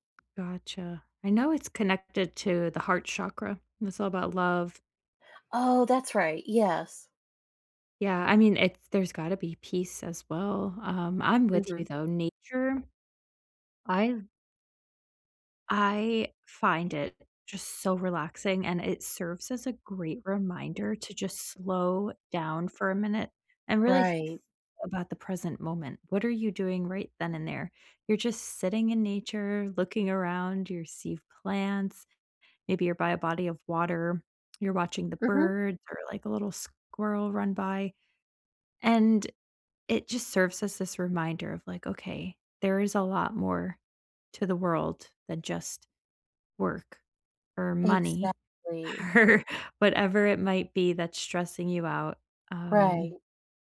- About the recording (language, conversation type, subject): English, unstructured, How can I use nature to improve my mental health?
- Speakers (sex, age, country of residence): female, 30-34, United States; female, 35-39, United States
- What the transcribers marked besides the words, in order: tapping; laughing while speaking: "or"